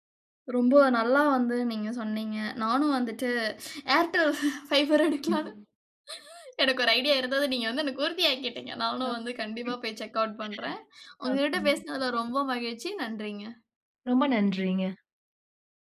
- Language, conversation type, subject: Tamil, podcast, ஸ்ட்ரீமிங் தளங்கள் சினிமா அனுபவத்தை எவ்வாறு மாற்றியுள்ளன?
- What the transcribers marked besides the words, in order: laughing while speaking: "ரொம்ப நல்லா வந்து நீங்க சொன்னீங்க … ரொம்ப மகிழ்ச்சி. நன்றிங்க"; chuckle; unintelligible speech; in English: "செக் ஆட்"